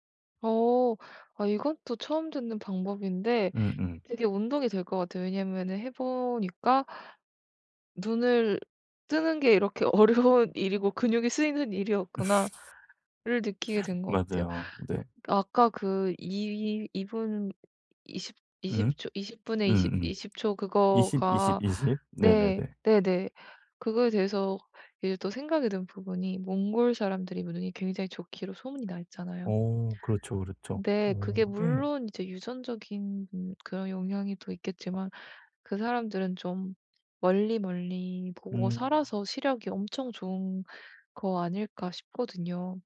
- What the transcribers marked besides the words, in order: tapping; other background noise; laughing while speaking: "어려운"; laugh
- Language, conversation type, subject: Korean, advice, 스크린 때문에 눈이 피곤하고 산만할 때 어떻게 해야 하나요?